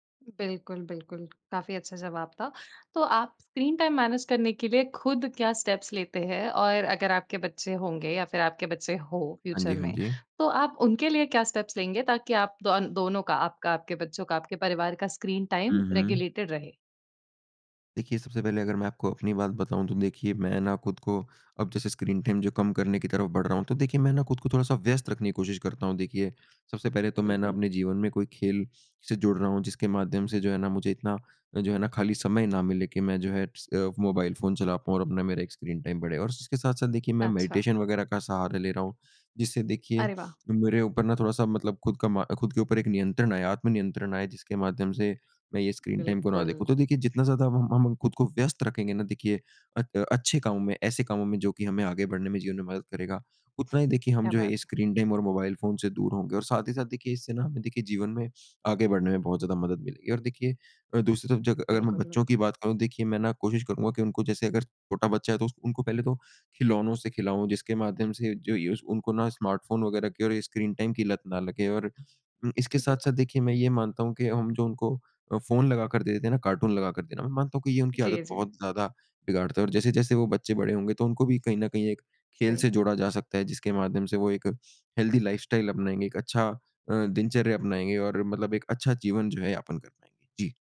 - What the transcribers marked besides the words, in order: in English: "स्क्रीन टाइम मैनेज"; in English: "स्टेप्स"; in English: "फ्यूचर"; in English: "स्टेप्स"; in English: "स्क्रीन टाइम रेगुलेटेड"; in English: "स्क्रीन टाइम"; tapping; in English: "स्क्रीन टाइम"; in English: "मेडिटेशन"; in English: "स्क्रीन टाइम"; in English: "स्क्रीन टाइम"; in English: "स्मार्टफ़ोन"; in English: "स्क्रीन टाइम"; in English: "हेल्दी लाइफस्टाइल"
- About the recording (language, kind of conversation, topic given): Hindi, podcast, आप स्क्रीन पर बिताए समय को कैसे प्रबंधित करते हैं?